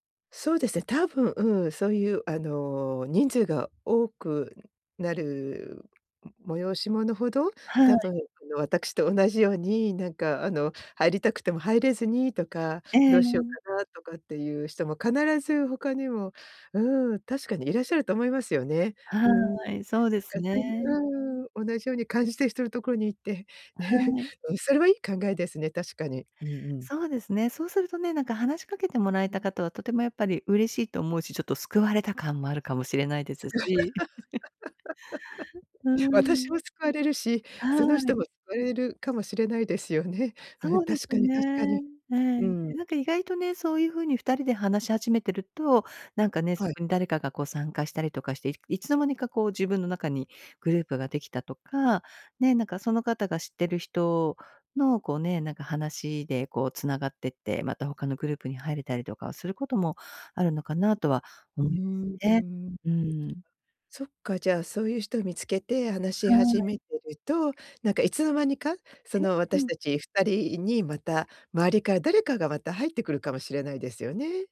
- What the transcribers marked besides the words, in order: laughing while speaking: "ね"; laugh; laugh; other background noise; other noise
- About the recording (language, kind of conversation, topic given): Japanese, advice, 友人の集まりで孤立感を感じて話に入れないとき、どうすればいいですか？